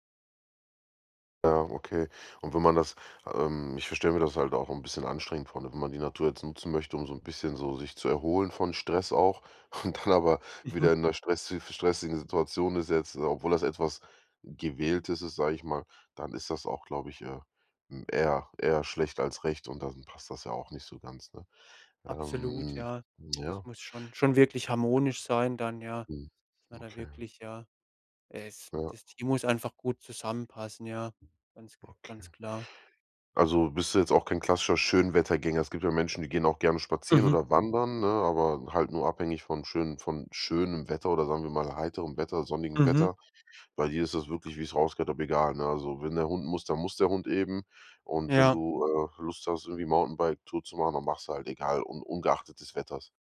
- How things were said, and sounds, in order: laughing while speaking: "und dann aber"
- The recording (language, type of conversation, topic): German, podcast, Wie hilft dir die Natur beim Abschalten vom digitalen Alltag?